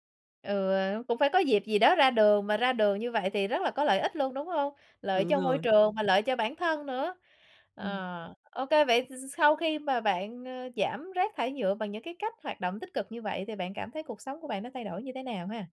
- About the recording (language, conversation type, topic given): Vietnamese, podcast, Bạn làm thế nào để giảm rác thải nhựa trong nhà?
- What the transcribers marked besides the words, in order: none